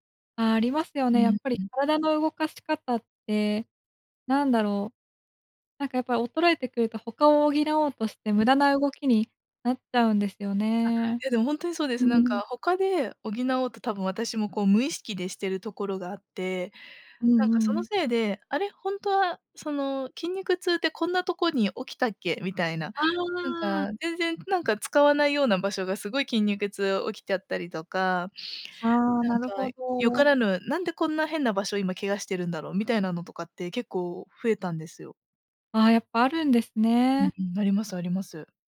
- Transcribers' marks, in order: none
- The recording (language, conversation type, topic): Japanese, advice, 怪我や故障から運動に復帰するのが怖いのですが、どうすれば不安を和らげられますか？